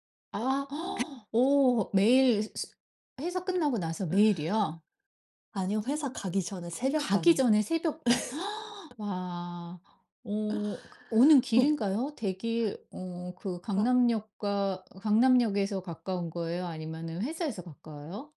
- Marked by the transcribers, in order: gasp; tapping; other background noise; gasp; laugh; other noise
- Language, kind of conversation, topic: Korean, podcast, 학습 습관을 어떻게 만들게 되셨나요?